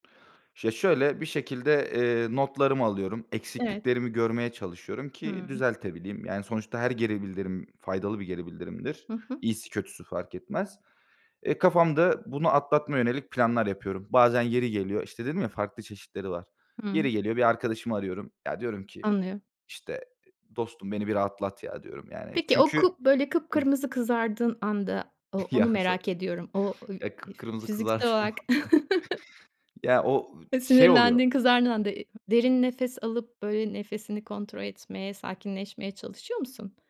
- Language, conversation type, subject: Turkish, podcast, Stresle başa çıkma yöntemlerin neler, paylaşır mısın?
- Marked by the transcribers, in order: laughing while speaking: "Ya, so eee, kıpkırmızı kızardığım anlar"; unintelligible speech; chuckle